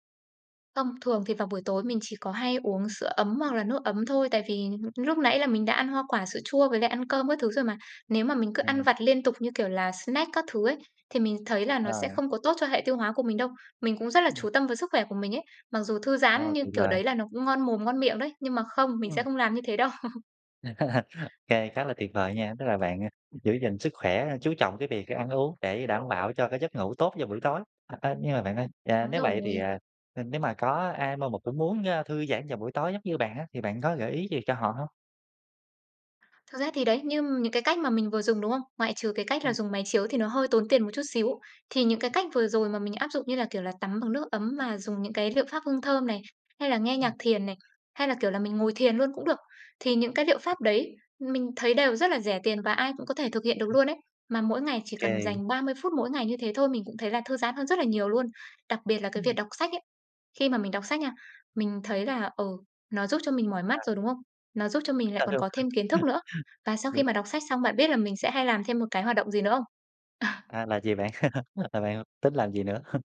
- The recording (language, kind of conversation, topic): Vietnamese, podcast, Buổi tối thư giãn lý tưởng trong ngôi nhà mơ ước của bạn diễn ra như thế nào?
- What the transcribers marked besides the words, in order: tapping; laugh; other background noise; laugh; laughing while speaking: "Ờ"; laugh